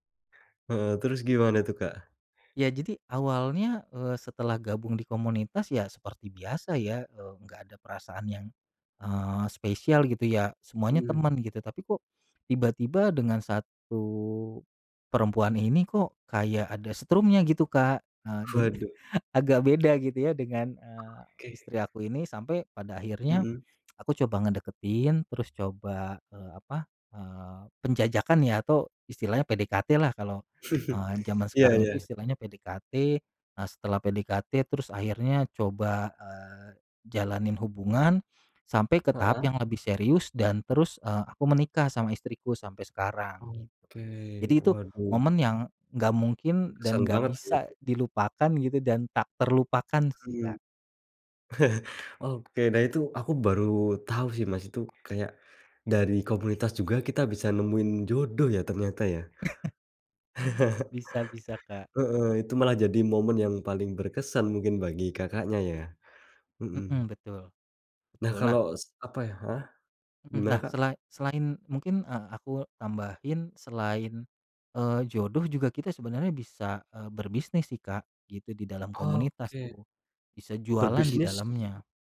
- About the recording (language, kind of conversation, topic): Indonesian, podcast, Bisakah kamu menceritakan satu momen ketika komunitasmu saling membantu dengan sangat erat?
- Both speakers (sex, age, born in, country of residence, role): male, 25-29, Indonesia, Indonesia, host; male, 35-39, Indonesia, Indonesia, guest
- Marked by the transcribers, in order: tapping; laughing while speaking: "jadi"; chuckle; chuckle; chuckle